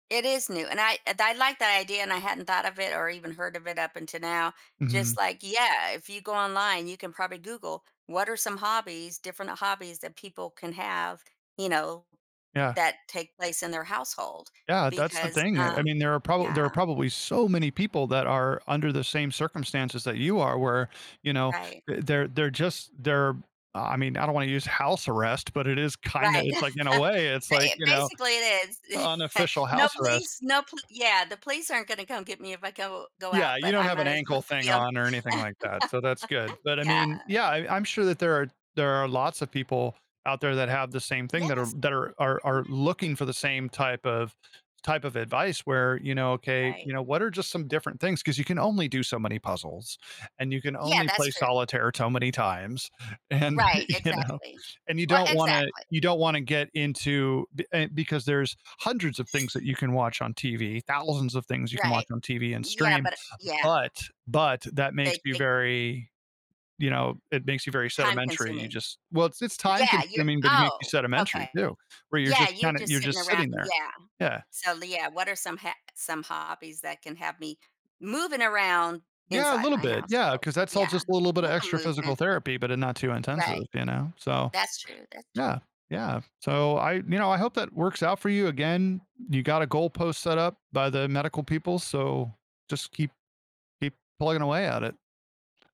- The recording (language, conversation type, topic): English, advice, How can I make my daily routine feel more meaningful?
- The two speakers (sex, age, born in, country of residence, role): female, 60-64, France, United States, user; male, 40-44, United States, United States, advisor
- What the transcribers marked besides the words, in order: other background noise; chuckle; tapping; laugh; unintelligible speech; chuckle; laughing while speaking: "you know"; other noise